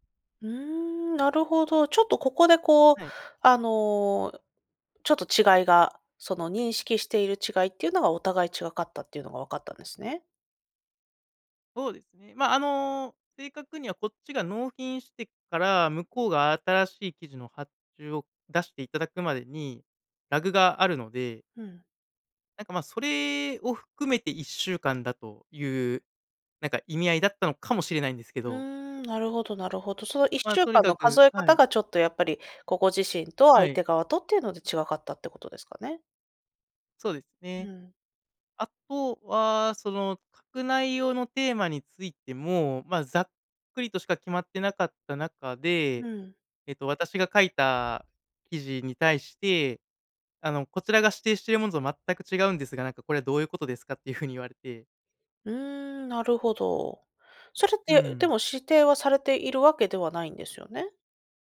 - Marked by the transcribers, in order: none
- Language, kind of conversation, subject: Japanese, advice, 初めての顧客クレーム対応で動揺している